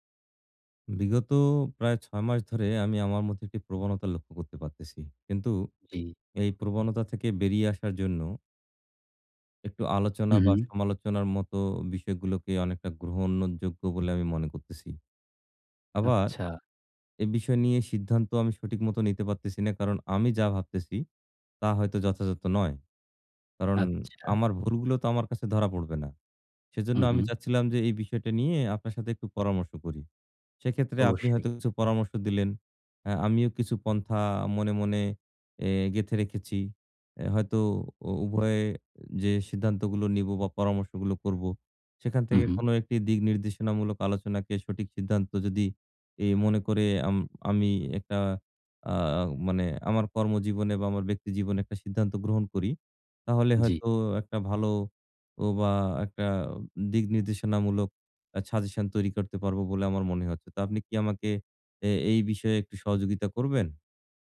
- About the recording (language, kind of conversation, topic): Bengali, advice, আপনারা কি একে অপরের মূল্যবোধ ও লক্ষ্যগুলো সত্যিই বুঝতে পেরেছেন এবং সেগুলো নিয়ে খোলামেলা কথা বলতে পারেন?
- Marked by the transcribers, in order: "গ্রহণযোগ্য" said as "গ্রহন্নযোগ্য"; tapping; other background noise; background speech